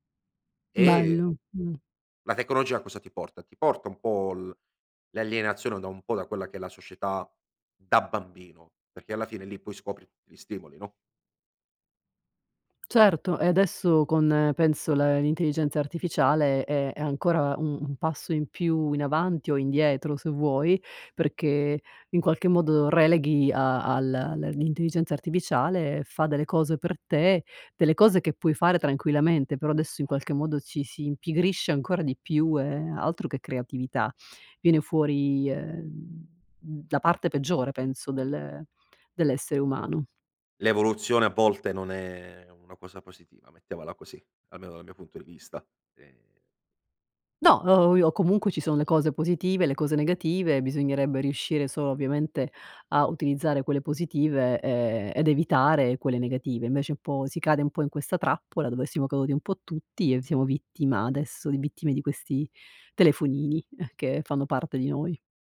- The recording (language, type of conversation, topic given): Italian, podcast, Che giochi di strada facevi con i vicini da piccolo?
- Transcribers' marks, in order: none